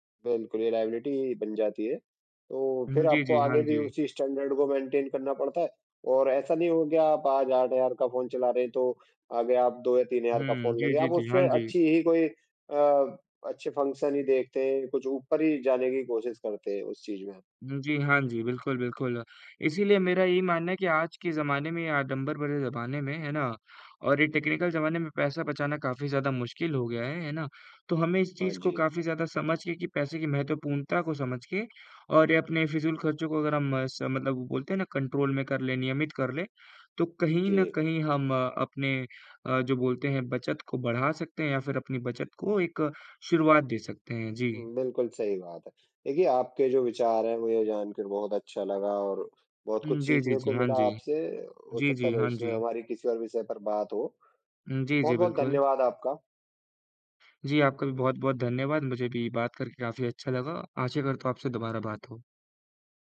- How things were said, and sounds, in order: in English: "लाएबिलिटी"; in English: "स्टैन्डर्ड"; in English: "मेन्टेन"; in English: "फंक्शन"; in English: "टेक्निकल"; in English: "कन्ट्रोल"; tapping
- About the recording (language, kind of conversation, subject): Hindi, unstructured, पैसे की बचत करना इतना मुश्किल क्यों लगता है?